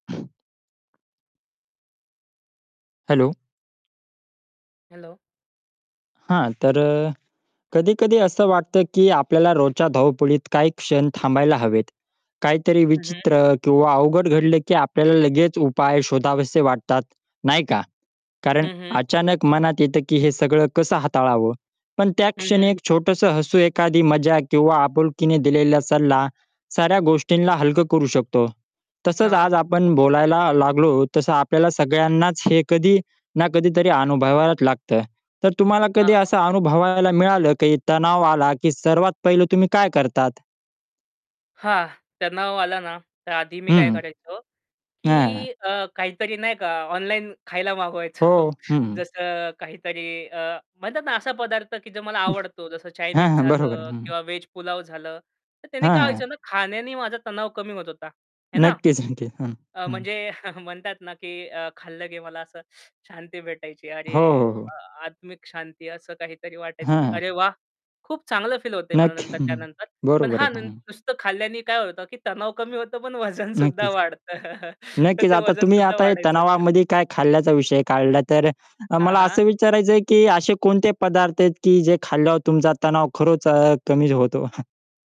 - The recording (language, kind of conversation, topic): Marathi, podcast, तुम्हाला तणाव आला की तुम्ही काय करता?
- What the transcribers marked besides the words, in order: other background noise; tapping; static; laughing while speaking: "मागवायचो"; chuckle; laughing while speaking: "बरोबर आहे"; laughing while speaking: "नक्कीच"; chuckle; distorted speech; laughing while speaking: "नक्की"; laughing while speaking: "वजन सुद्धा वाढतं. तर ते वजन सुद्धा वाढायचं"; laugh; chuckle; chuckle